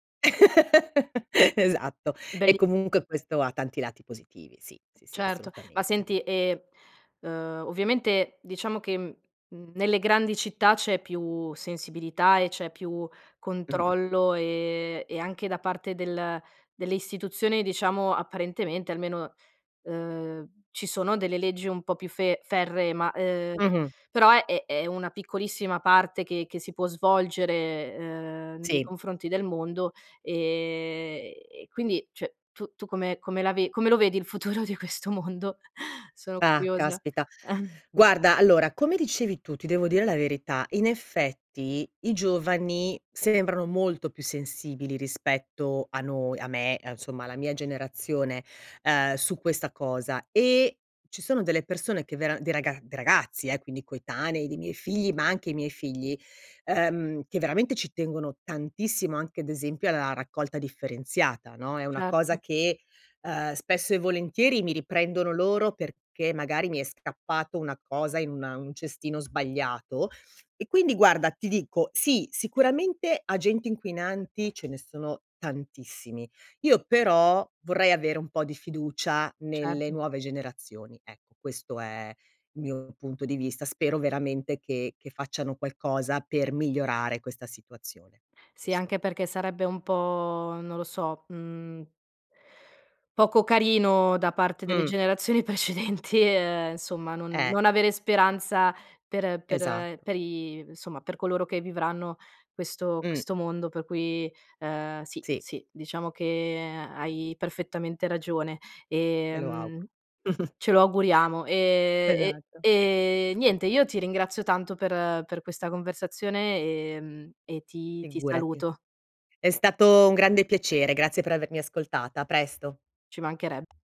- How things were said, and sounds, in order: laugh; "cioè" said as "cè"; laughing while speaking: "futuro di questo mondo?"; chuckle; inhale; laughing while speaking: "precedenti"; chuckle; other background noise
- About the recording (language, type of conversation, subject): Italian, podcast, Cosa fai ogni giorno per ridurre i rifiuti?